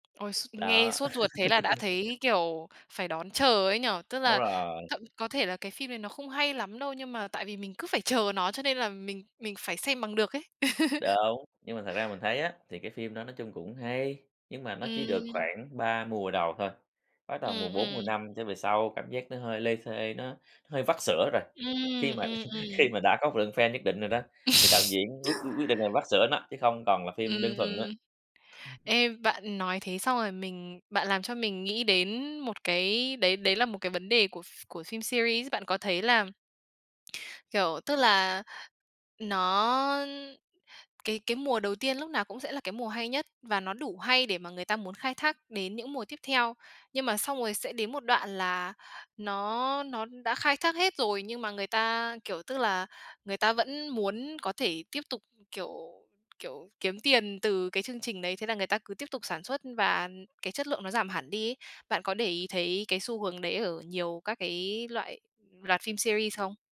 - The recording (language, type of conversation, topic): Vietnamese, podcast, Bạn thích xem phim điện ảnh hay phim truyền hình dài tập hơn, và vì sao?
- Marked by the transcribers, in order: tapping; laugh; other background noise; laugh; chuckle; chuckle; chuckle; in English: "series"; in English: "series"